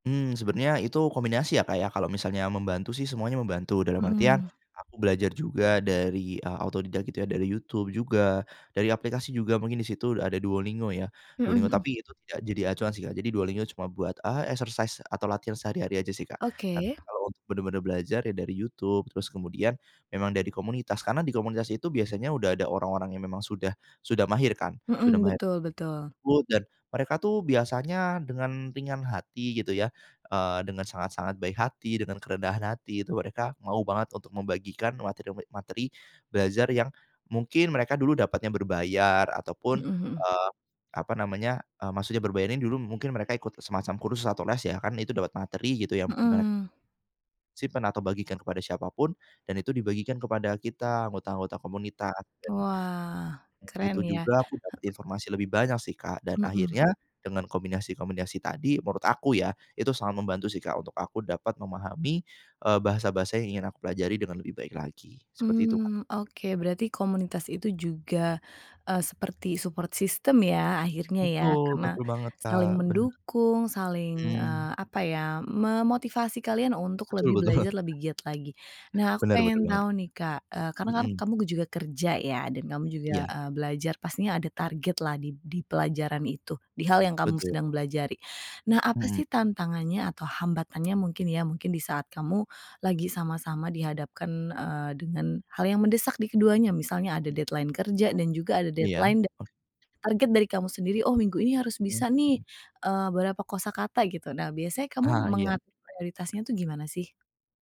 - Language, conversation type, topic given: Indonesian, podcast, Gimana cara kamu membagi waktu antara kerja dan belajar?
- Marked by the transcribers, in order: other background noise; in English: "exercise"; unintelligible speech; tapping; in English: "support system"; laughing while speaking: "betul"; "pelajari" said as "belajari"; in English: "deadline"; in English: "deadline"